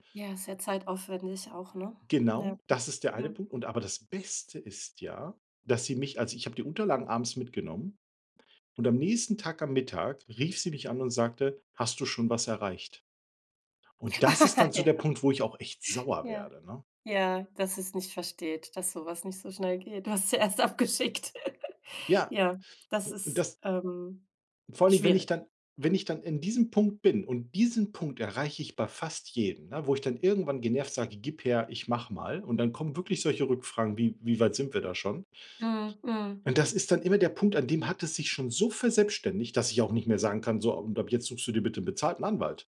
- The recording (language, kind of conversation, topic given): German, advice, Wie finde ich am Wochenende eine gute Balance zwischen Erholung und produktiven Freizeitaktivitäten?
- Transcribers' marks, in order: stressed: "Beste"; giggle; laughing while speaking: "erst abgeschickt"; giggle; stressed: "diesen"; angry: "Und das ist dann immer … 'nen bezahlten Anwalt"; other background noise